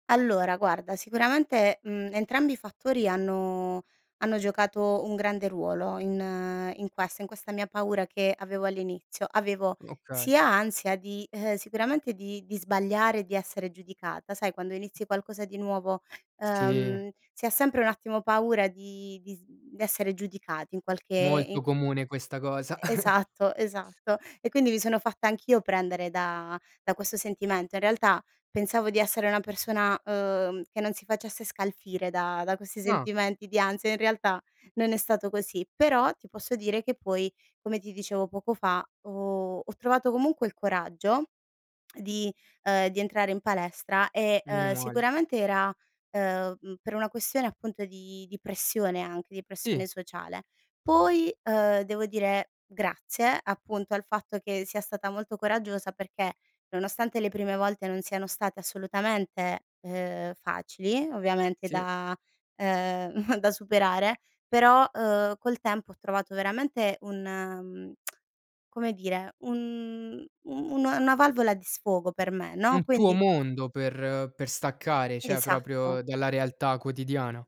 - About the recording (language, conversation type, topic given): Italian, podcast, Che consigli daresti a chi vuole iniziare oggi?
- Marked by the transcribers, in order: tapping; chuckle; chuckle; tsk; "cioè" said as "ceh"